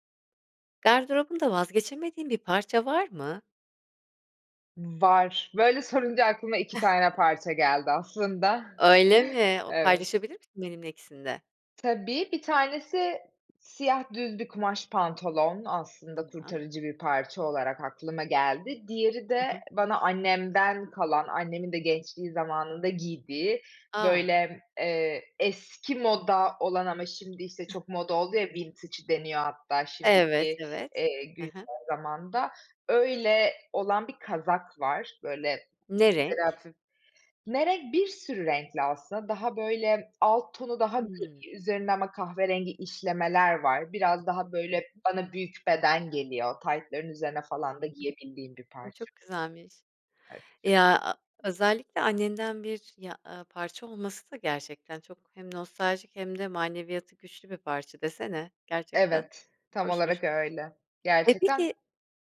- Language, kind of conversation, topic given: Turkish, podcast, Gardırobunuzda vazgeçemediğiniz parça hangisi ve neden?
- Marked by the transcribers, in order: chuckle; chuckle; other noise; in English: "vintage"; unintelligible speech; unintelligible speech; other background noise